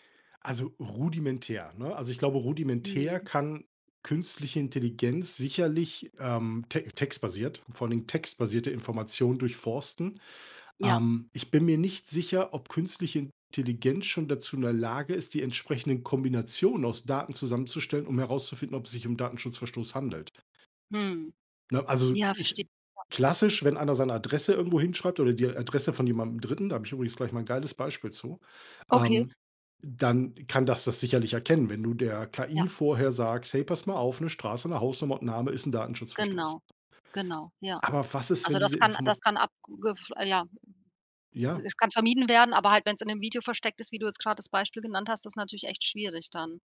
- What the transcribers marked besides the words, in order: none
- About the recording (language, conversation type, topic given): German, podcast, Was ist dir wichtiger: Datenschutz oder Bequemlichkeit?
- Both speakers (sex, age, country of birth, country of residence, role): female, 40-44, Germany, Portugal, host; male, 45-49, Germany, Germany, guest